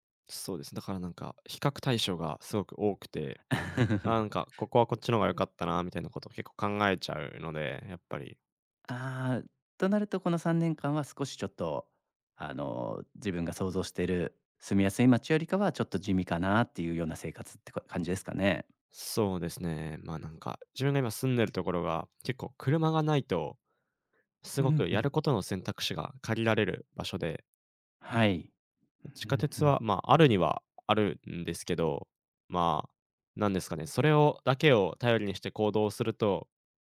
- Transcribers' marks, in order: laugh
- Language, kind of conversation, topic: Japanese, advice, 引っ越して新しい街で暮らすべきか迷っている理由は何ですか？
- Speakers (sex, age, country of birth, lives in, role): male, 20-24, Japan, Japan, user; male, 35-39, Japan, Japan, advisor